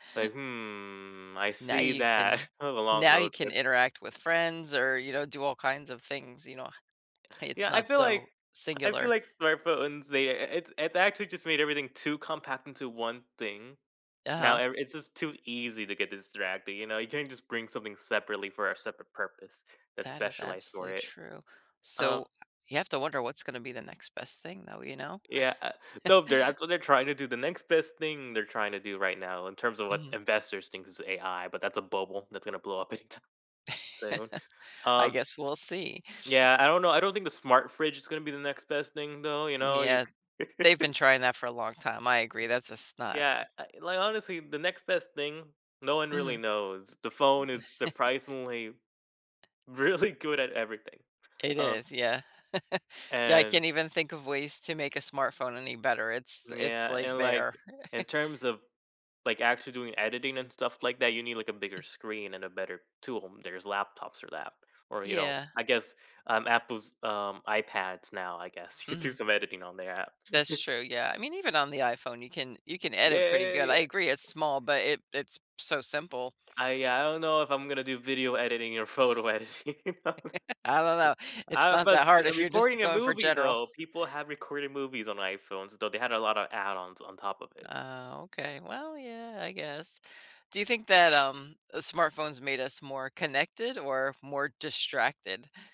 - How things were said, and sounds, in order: drawn out: "Hmm"; chuckle; laughing while speaking: "smartphones, they, uh i it's it's actually just made everything"; tapping; chuckle; chuckle; laughing while speaking: "anytime"; laugh; other background noise; chuckle; laughing while speaking: "really"; chuckle; chuckle; chuckle; laughing while speaking: "You could do"; chuckle; chuckle; laughing while speaking: "I don't know, it's not … going for general"; laughing while speaking: "editing"; laugh
- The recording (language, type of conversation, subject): English, unstructured, How have smartphones changed the world?
- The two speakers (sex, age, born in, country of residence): female, 50-54, United States, United States; male, 20-24, United States, United States